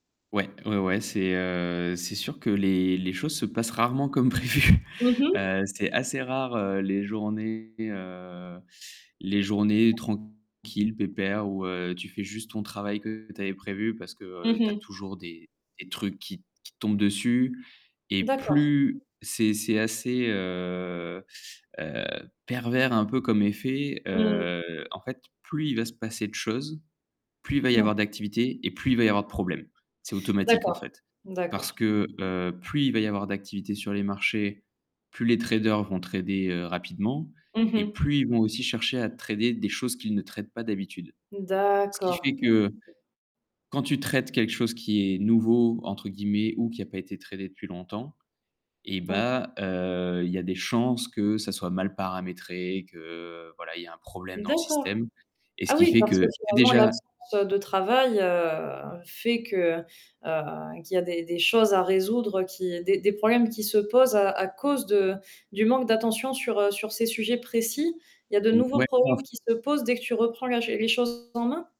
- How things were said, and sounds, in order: static; distorted speech; unintelligible speech; drawn out: "D'accord"; other background noise; stressed: "cause"; unintelligible speech
- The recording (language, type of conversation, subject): French, podcast, Comment utilises-tu une promenade ou un changement d’air pour débloquer tes idées ?